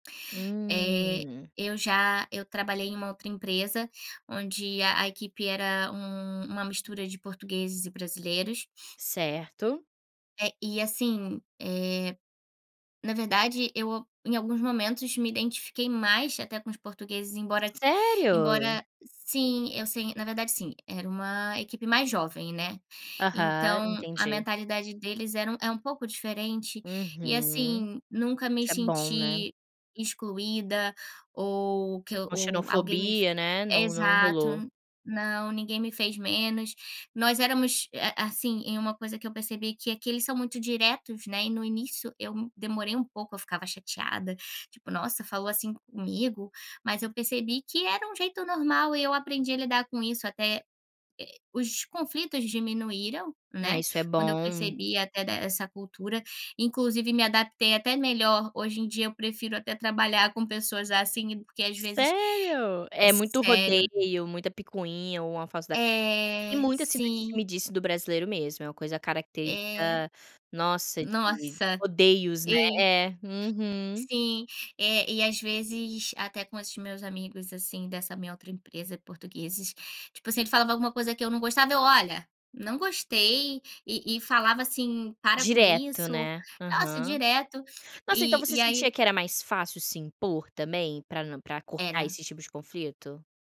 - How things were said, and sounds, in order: sniff; tapping; unintelligible speech; other background noise
- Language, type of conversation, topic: Portuguese, podcast, Como você resolve conflitos entre colegas de trabalho?